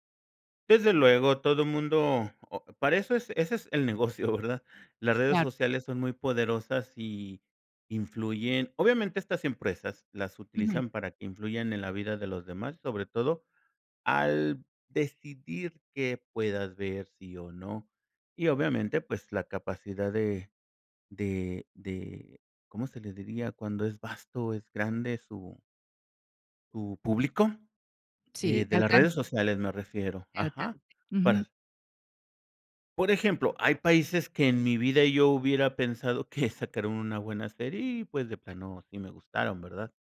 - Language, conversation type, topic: Spanish, podcast, ¿Cómo influyen las redes sociales en la popularidad de una serie?
- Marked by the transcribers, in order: laughing while speaking: "negocio, ¿verdad?"; laughing while speaking: "que"; other background noise